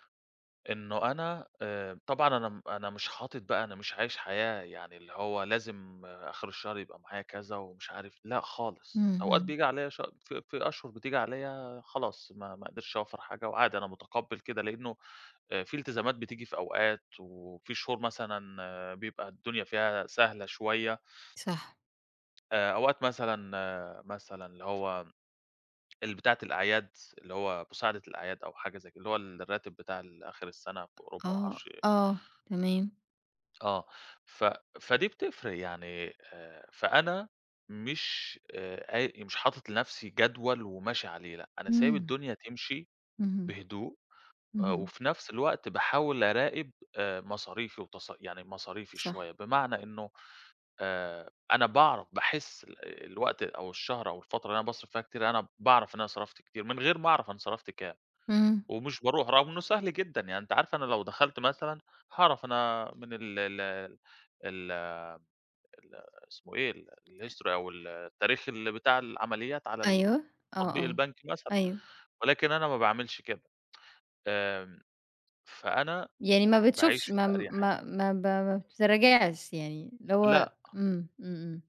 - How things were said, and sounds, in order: in English: "الhistory"
- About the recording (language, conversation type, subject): Arabic, podcast, إزاي بتقرر بين راحة دلوقتي ومصلحة المستقبل؟